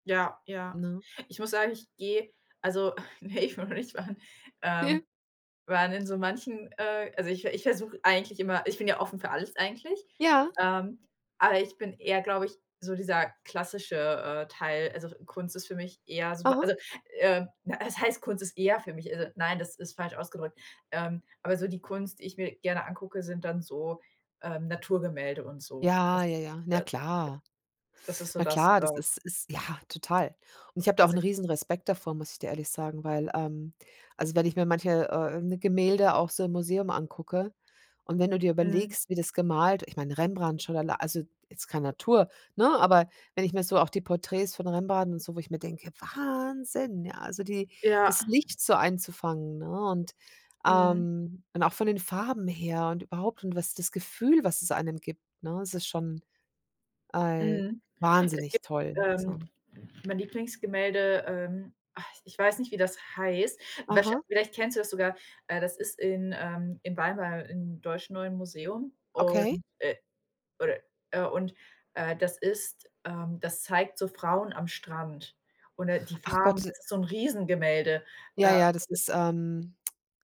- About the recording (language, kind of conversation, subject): German, unstructured, Was macht dir an deinem Beruf am meisten Spaß?
- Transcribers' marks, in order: laughing while speaking: "ne, ich will noch nicht fahren"; chuckle; other background noise; drawn out: "Wahnsinn"